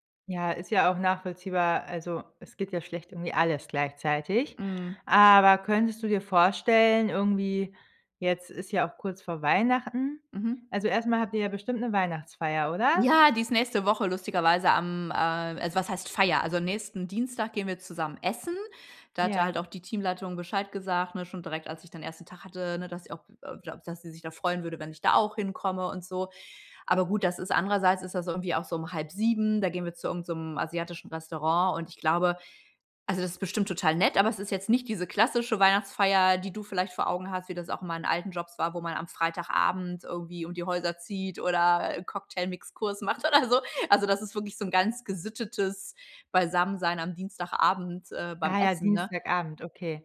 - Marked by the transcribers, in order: laughing while speaking: "oder so"
- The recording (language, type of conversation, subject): German, advice, Wie gehe ich mit Einsamkeit nach einem Umzug in eine neue Stadt um?